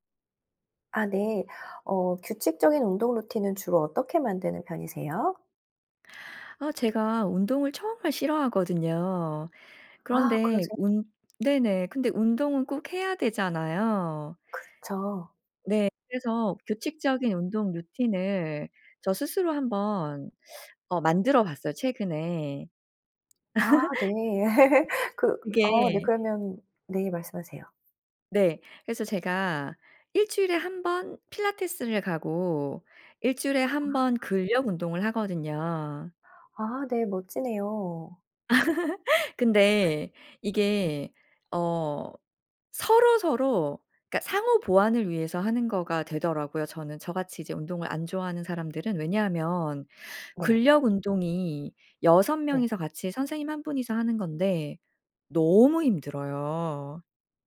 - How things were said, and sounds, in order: teeth sucking; laugh; laugh; other background noise
- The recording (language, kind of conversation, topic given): Korean, podcast, 규칙적인 운동 루틴은 어떻게 만드세요?